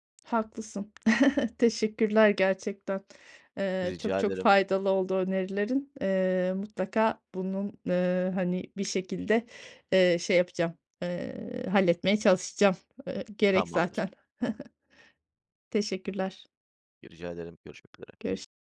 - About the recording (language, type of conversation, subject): Turkish, advice, Topluluk önünde konuşma kaygınızı nasıl yönetiyorsunuz?
- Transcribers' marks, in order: chuckle; chuckle; tapping